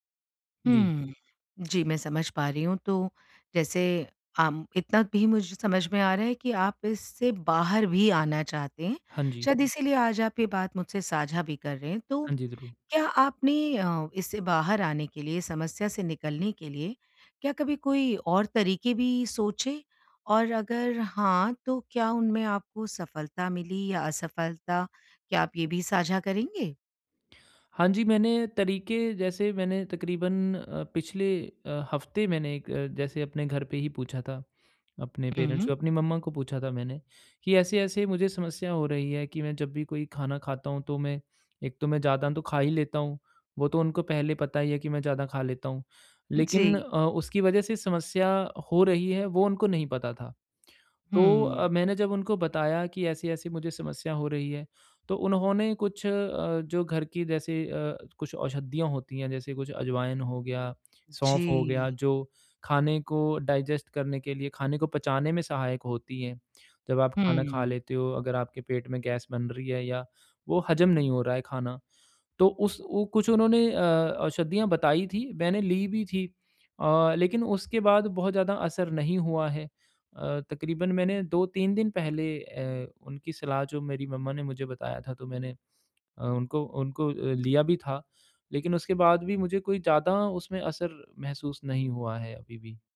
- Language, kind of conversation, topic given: Hindi, advice, भूख और लालच में अंतर कैसे पहचानूँ?
- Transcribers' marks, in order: in English: "पेरेंट्स"; in English: "डाइजेस्ट"